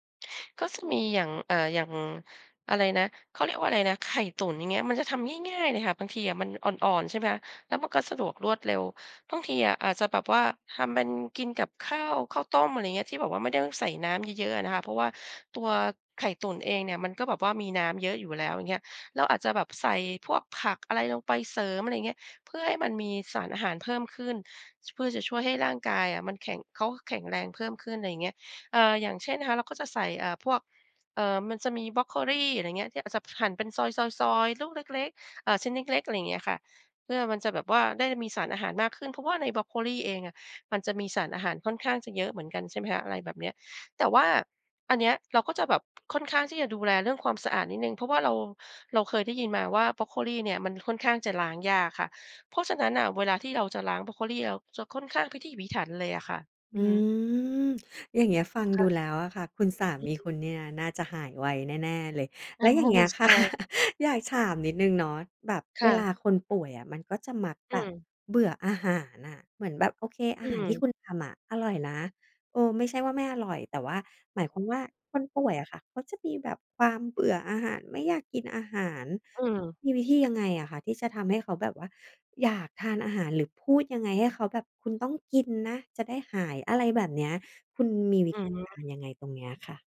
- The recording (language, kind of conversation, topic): Thai, podcast, เวลามีคนป่วย คุณชอบทำอะไรให้เขากิน?
- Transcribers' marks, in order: laughing while speaking: "เออ"; laughing while speaking: "ค่ะ"